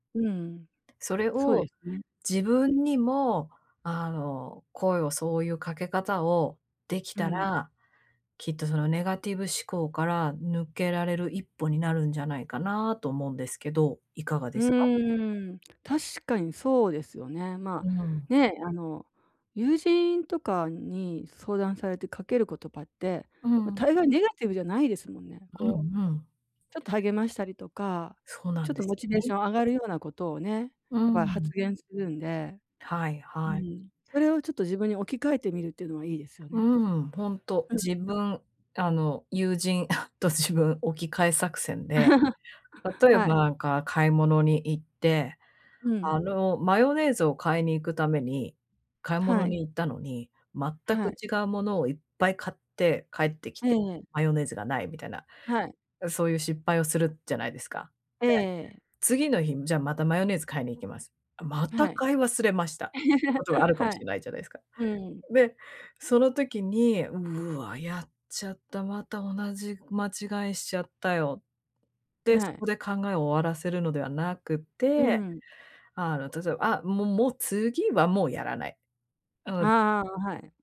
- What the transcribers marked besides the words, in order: tapping; chuckle; laugh; laugh
- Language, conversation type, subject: Japanese, advice, 批判や拒絶を受けたときでも、自己肯定感を保つための習慣をどう作ればよいですか？